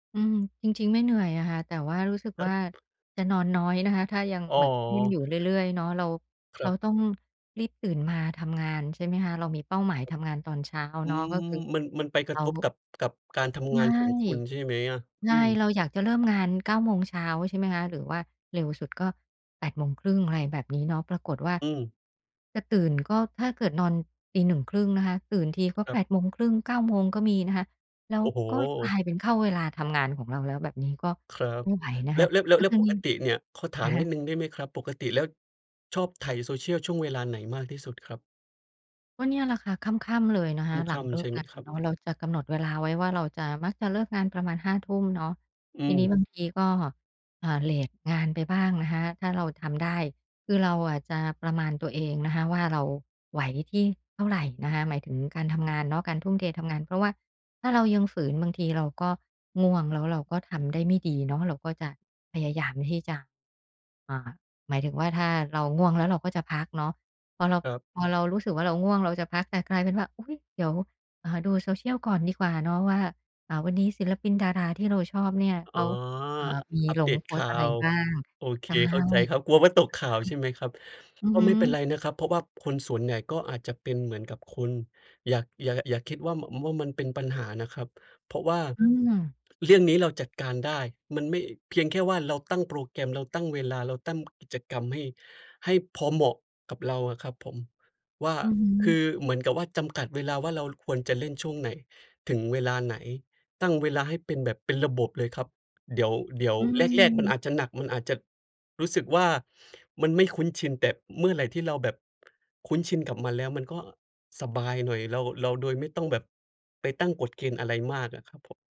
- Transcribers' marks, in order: tapping; other background noise; background speech
- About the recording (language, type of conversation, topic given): Thai, advice, คุณเคยพยายามเลิกเล่นโซเชียลตามแผนอย่างไร และทำไมถึงทำไม่สำเร็จ?